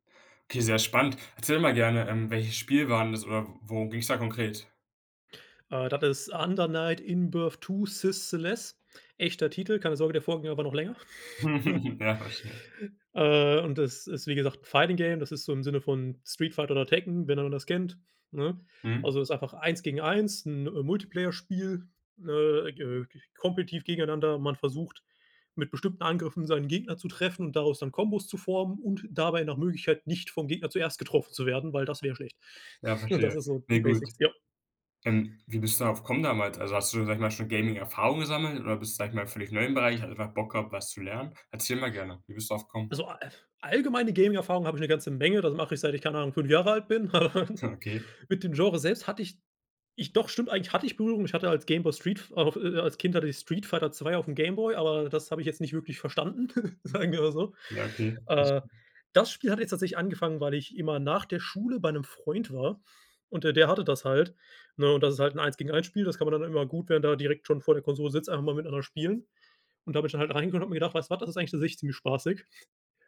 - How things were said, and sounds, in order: chuckle; in English: "Fighting-Game"; laughing while speaking: "Und das"; chuckle; chuckle; laughing while speaking: "sagen wir mal so"; unintelligible speech
- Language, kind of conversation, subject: German, podcast, Was hat dich zuletzt beim Lernen richtig begeistert?